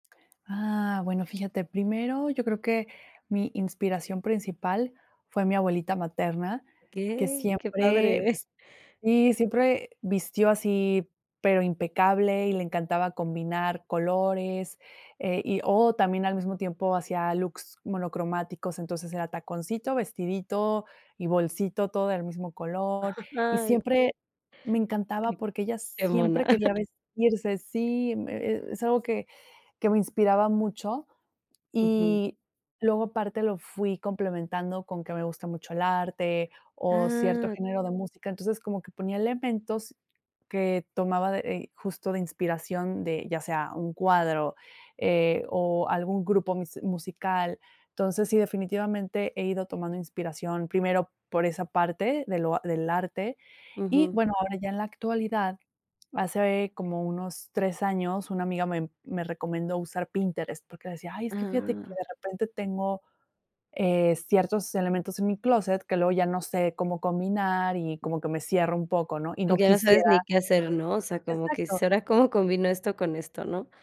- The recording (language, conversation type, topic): Spanish, podcast, ¿Qué te hace sentir auténtico al vestirte?
- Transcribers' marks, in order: chuckle; laugh; chuckle